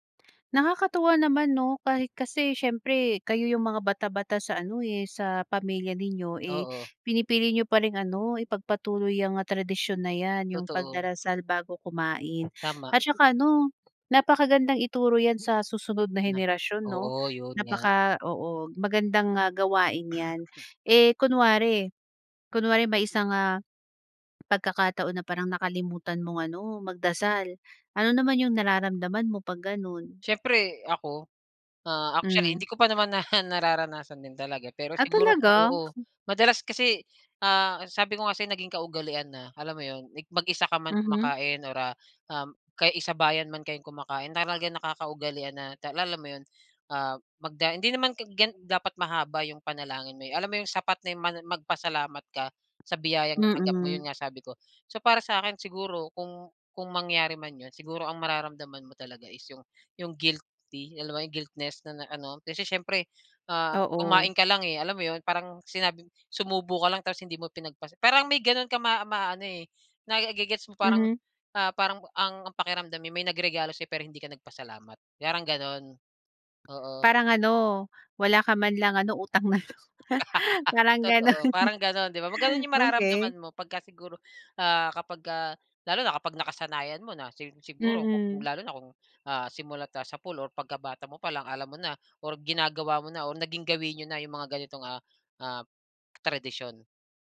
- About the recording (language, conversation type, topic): Filipino, podcast, Ano ang kahalagahan sa inyo ng pagdarasal bago kumain?
- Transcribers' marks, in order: laugh; chuckle